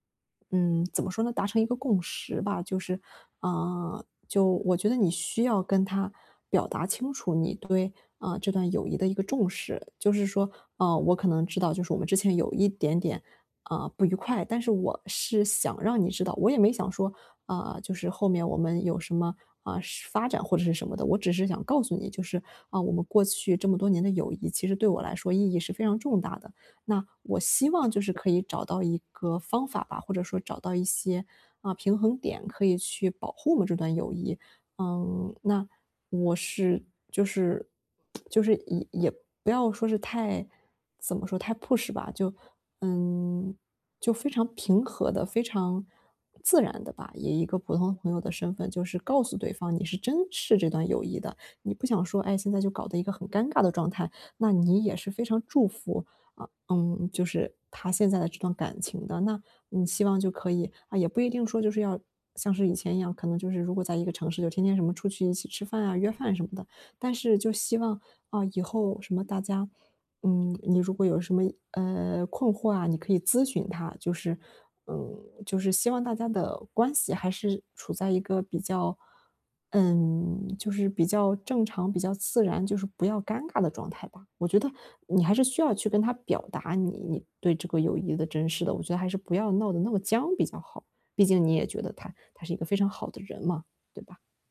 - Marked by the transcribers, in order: lip smack; in English: "push"; other background noise
- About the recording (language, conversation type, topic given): Chinese, advice, 我和朋友闹翻了，想修复这段关系，该怎么办？